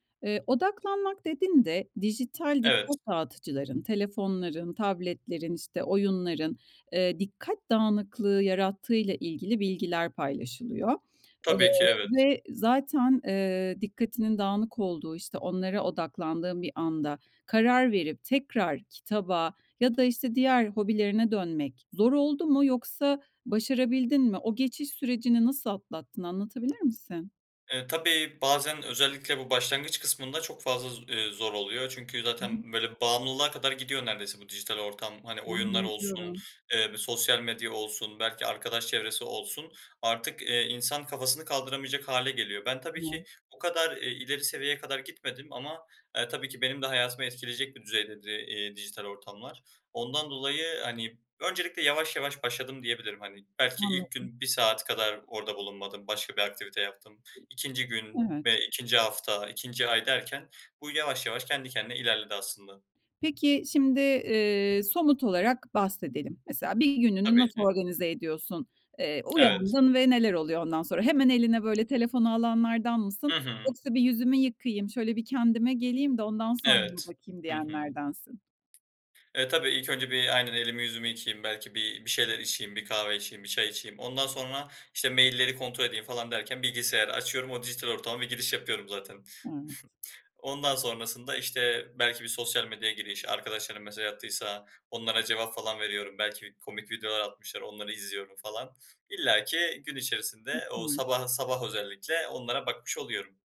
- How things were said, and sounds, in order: tapping; other background noise; unintelligible speech; chuckle
- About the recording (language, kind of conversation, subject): Turkish, podcast, Dijital dikkat dağıtıcılarla başa çıkmak için hangi pratik yöntemleri kullanıyorsun?